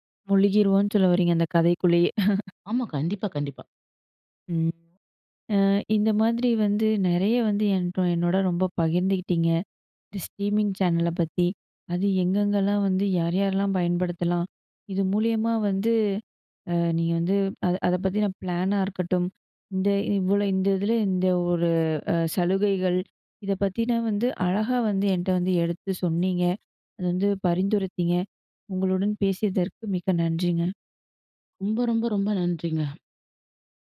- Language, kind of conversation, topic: Tamil, podcast, ஸ்ட்ரீமிங் சேவைகள் தொலைக்காட்சியை எப்படி மாற்றியுள்ளன?
- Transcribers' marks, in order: chuckle; tapping; in English: "ஸ்ட்ரீமிங் சேனல"; in English: "பிளானா"